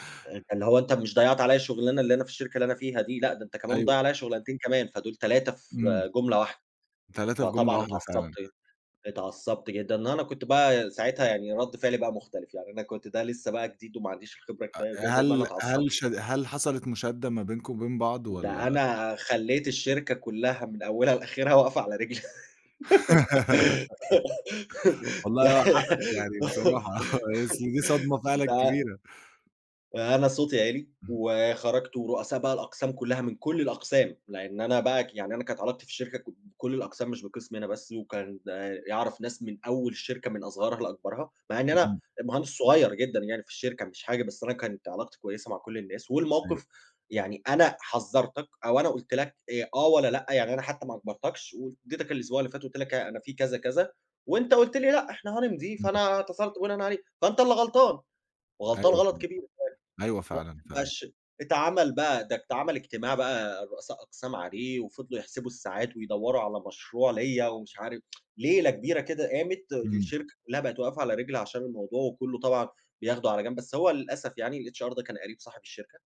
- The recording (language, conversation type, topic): Arabic, podcast, إزاي بتتعامل مع الخوف وقت التغيير؟
- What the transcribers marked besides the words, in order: laugh; laughing while speaking: "بصراحة، أصل دي صدمة فعلًا كبيرة"; giggle; laughing while speaking: "ده"; unintelligible speech; tsk; in English: "الHR"